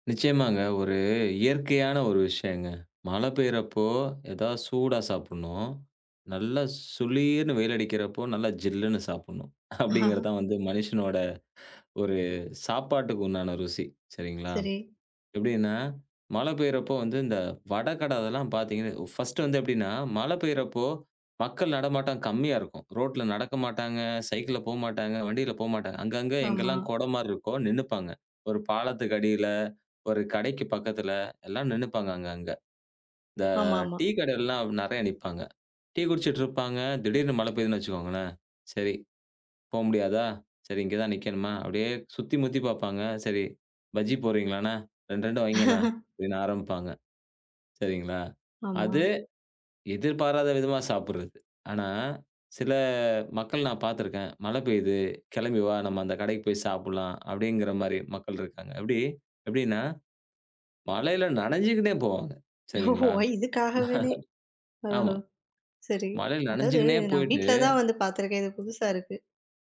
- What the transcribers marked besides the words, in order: laughing while speaking: "அப்படிங்கிற தான்"; laugh; in English: "ஃபர்ஸ்ட்டு"; laugh; drawn out: "சில"; laugh
- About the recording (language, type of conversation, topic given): Tamil, podcast, மழைக்காலம் வந்தால் நமது உணவுக் கலாச்சாரம் மாறுகிறது என்று உங்களுக்குத் தோன்றுகிறதா?